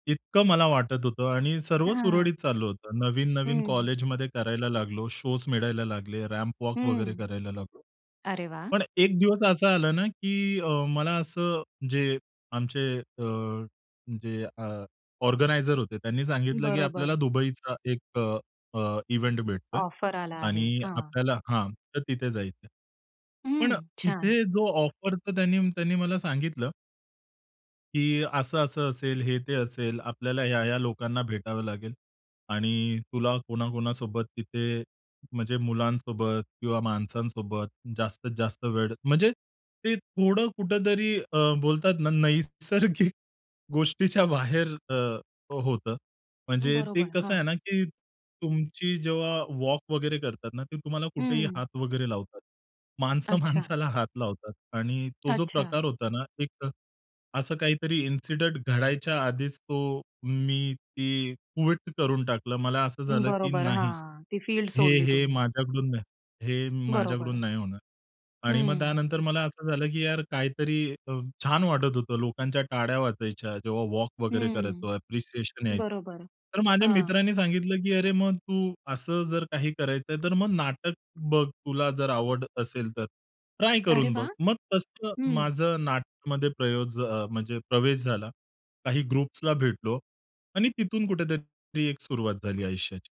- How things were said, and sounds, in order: in English: "रॅम्पवॉक"; in English: "ऑर्गनायझर"; tapping; other noise; laughing while speaking: "नैसर्गिक गोष्टीच्या"; laughing while speaking: "माणसं माणसाला"; in English: "क्विट"; in English: "ग्रुप्सला"
- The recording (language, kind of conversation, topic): Marathi, podcast, एखादी कला ज्यात तुम्हाला पूर्णपणे हरवून जायचं वाटतं—ती कोणती?